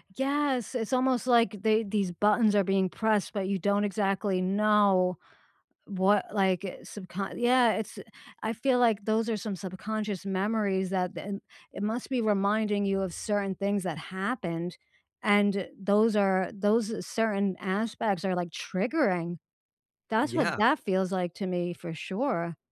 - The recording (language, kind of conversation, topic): English, unstructured, Do you feel angry when you remember how someone treated you in the past?
- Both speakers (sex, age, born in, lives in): female, 40-44, United States, United States; male, 60-64, United States, United States
- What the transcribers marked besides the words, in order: none